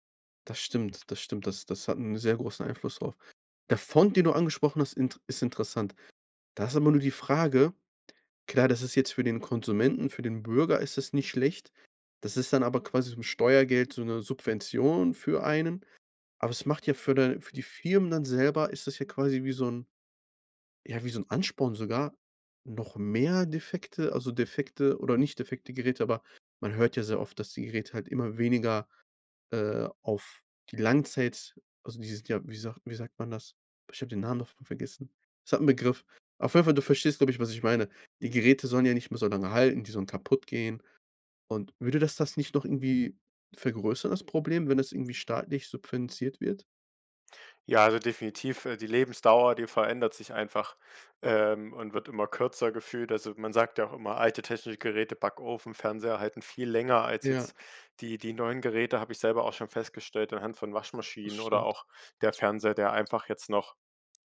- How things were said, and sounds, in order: "subventioniert" said as "subventiert"
- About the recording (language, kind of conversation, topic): German, podcast, Was hältst du davon, Dinge zu reparieren, statt sie wegzuwerfen?